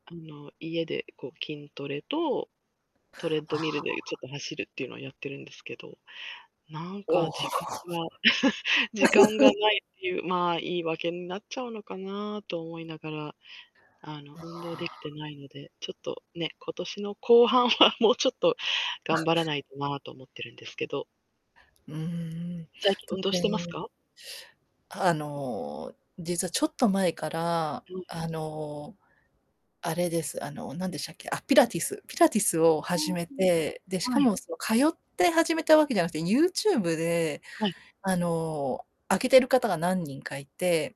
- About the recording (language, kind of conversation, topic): Japanese, unstructured, 運動を始めるきっかけは何ですか？
- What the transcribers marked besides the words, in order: in English: "トレッドミル"; chuckle; distorted speech; laugh; unintelligible speech; unintelligible speech; static; unintelligible speech